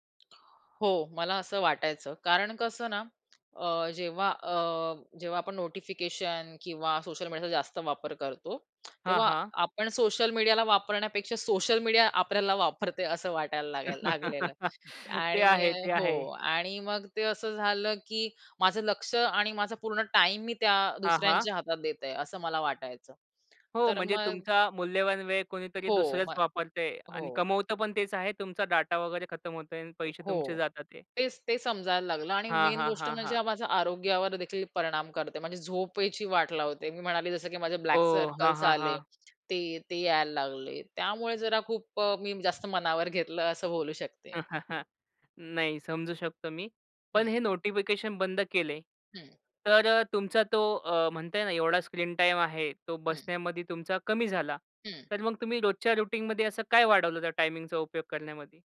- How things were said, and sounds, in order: other background noise; tapping; laugh; in English: "मेन"; chuckle; in English: "रुटीनमध्ये"
- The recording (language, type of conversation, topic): Marathi, podcast, तुम्ही सूचना बंद केल्यावर तुम्हाला कोणते बदल जाणवले?